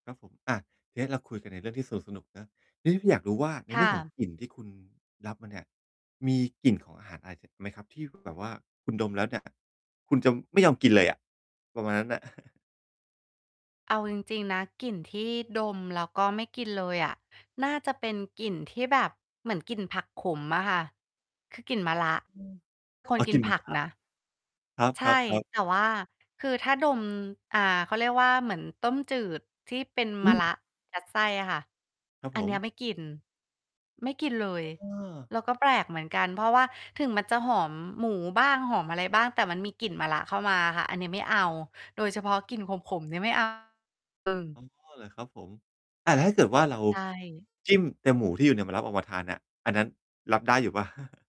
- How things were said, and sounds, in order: distorted speech; mechanical hum; chuckle; "มะระ" said as "มะรับ"; chuckle
- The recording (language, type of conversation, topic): Thai, podcast, กลิ่นส่งผลต่อการรับรสชาติของอาหารอย่างไร?
- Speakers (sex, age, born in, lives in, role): female, 35-39, Thailand, Thailand, guest; male, 45-49, Thailand, Thailand, host